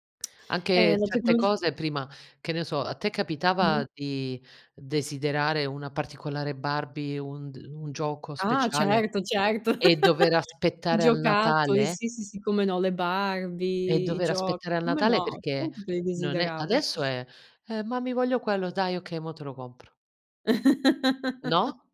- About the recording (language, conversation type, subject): Italian, unstructured, Cosa ti manca di più del passato?
- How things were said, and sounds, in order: other background noise; laugh; laugh